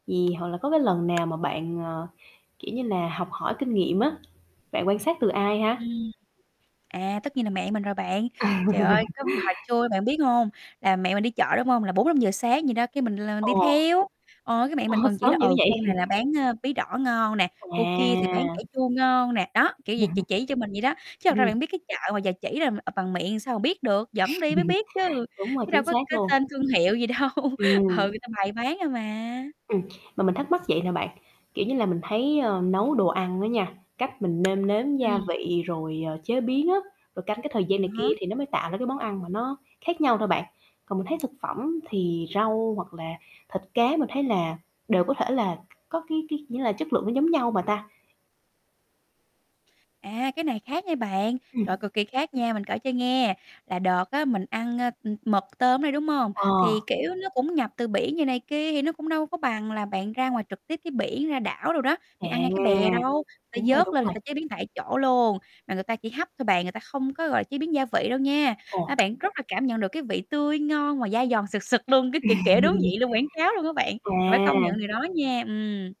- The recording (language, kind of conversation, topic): Vietnamese, podcast, Bí quyết của bạn để mua thực phẩm tươi ngon là gì?
- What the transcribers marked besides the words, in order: static; tapping; chuckle; laughing while speaking: "Ồ"; chuckle; chuckle; chuckle; other background noise; laughing while speaking: "đâu, ừ"; chuckle